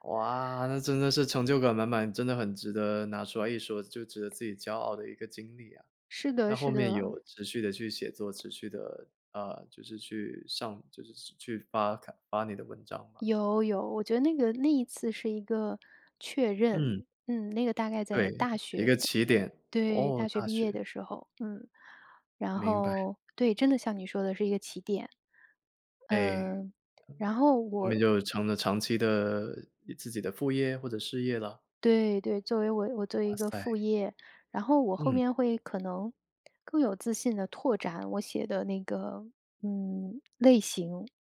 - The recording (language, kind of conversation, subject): Chinese, podcast, 你通常怎么判断自己应该继续坚持，还是该放手并重新学习？
- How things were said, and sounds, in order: other background noise